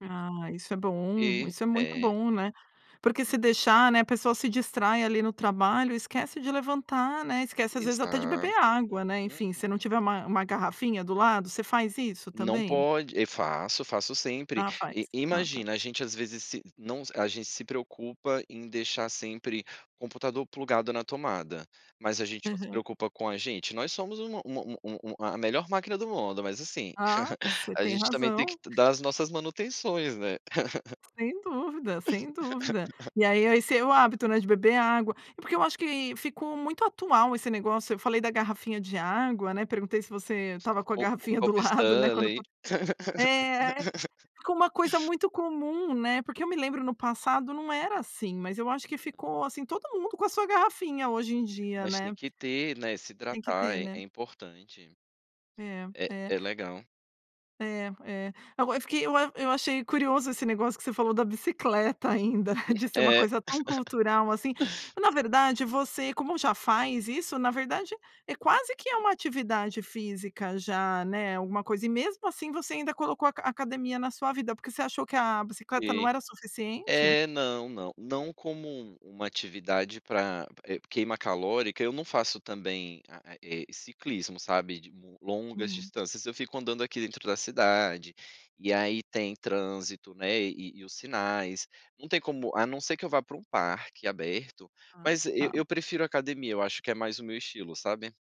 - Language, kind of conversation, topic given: Portuguese, podcast, Como você concilia trabalho e hábitos saudáveis?
- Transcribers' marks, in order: chuckle; other background noise; chuckle; laugh; laugh; chuckle; laugh